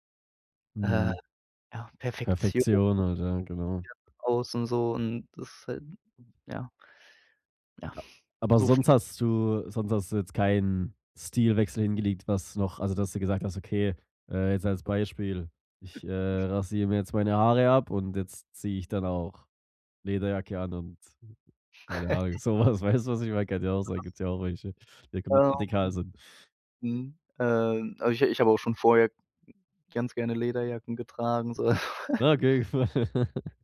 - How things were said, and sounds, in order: other noise; laughing while speaking: "Sowas"; chuckle; unintelligible speech; chuckle
- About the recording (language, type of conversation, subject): German, podcast, Was war dein mutigster Stilwechsel und warum?
- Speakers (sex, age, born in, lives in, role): male, 25-29, Germany, Germany, guest; male, 25-29, Germany, Germany, host